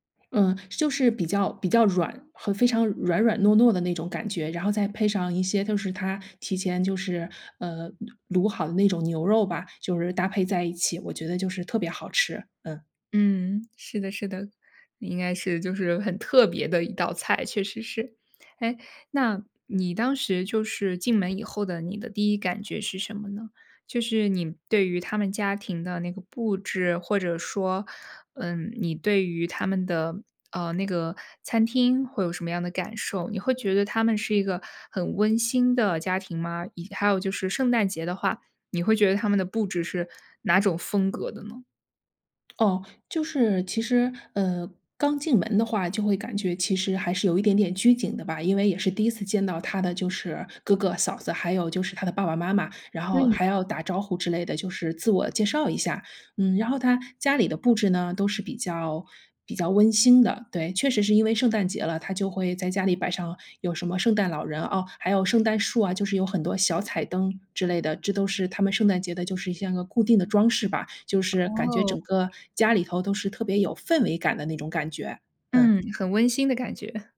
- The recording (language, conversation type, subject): Chinese, podcast, 你能讲讲一次与当地家庭共进晚餐的经历吗？
- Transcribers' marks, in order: other background noise